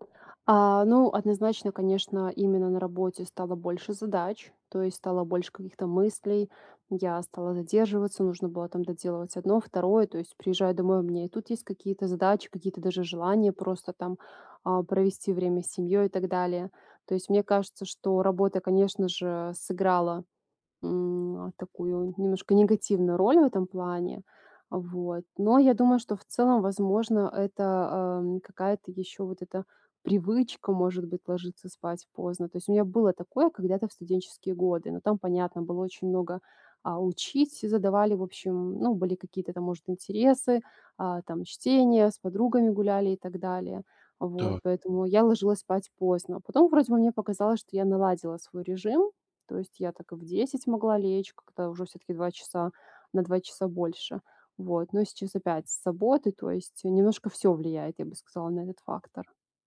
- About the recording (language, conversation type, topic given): Russian, advice, Как просыпаться каждый день с большей энергией даже после тяжёлого дня?
- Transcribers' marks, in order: none